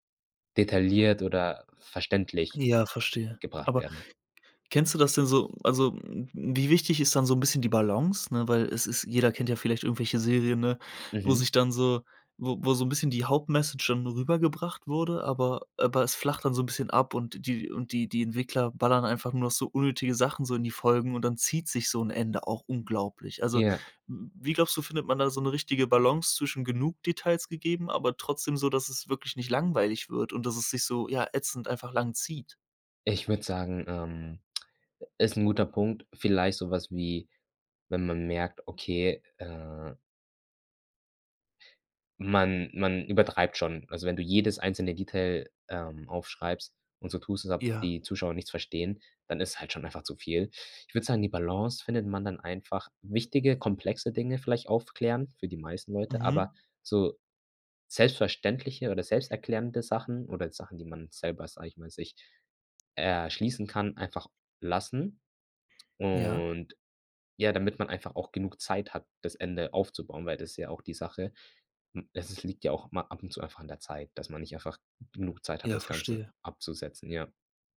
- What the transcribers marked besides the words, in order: none
- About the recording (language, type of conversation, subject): German, podcast, Warum reagieren Fans so stark auf Serienenden?